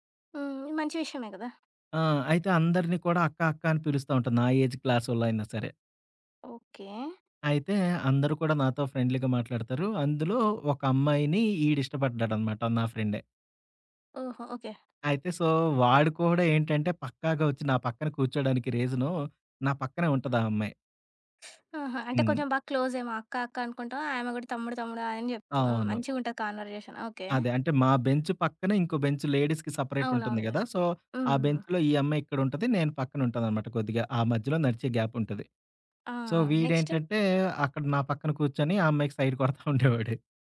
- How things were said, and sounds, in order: in English: "ఏజ్"; in English: "ఫ్రెండ్లీగా"; in English: "సో"; teeth sucking; in English: "కాన్వర్జేషన్"; in English: "లేడీస్‌కి"; in English: "సో"; in English: "బెంచ్‌లో"; in English: "సో"; in English: "నెక్స్ట్?"; laughing while speaking: "కొడతా ఉండేవోడు"
- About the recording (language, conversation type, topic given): Telugu, podcast, ఏ సంభాషణ ఒకరోజు నీ జీవిత దిశను మార్చిందని నీకు గుర్తుందా?